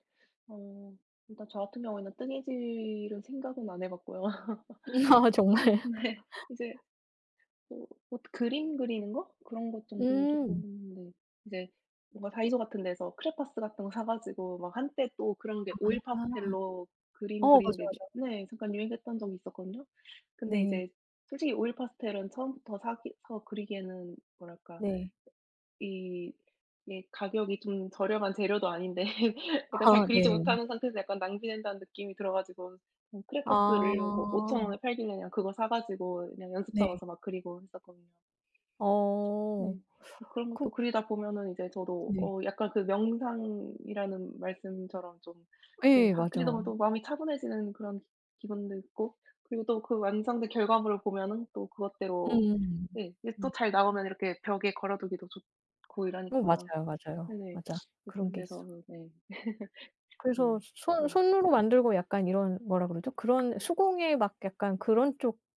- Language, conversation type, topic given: Korean, unstructured, 요즘 어떤 취미를 즐기고 계신가요?
- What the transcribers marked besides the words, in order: other background noise; laugh; laughing while speaking: "네"; laughing while speaking: "아 정말"; laugh; tapping; laughing while speaking: "아닌데"; laugh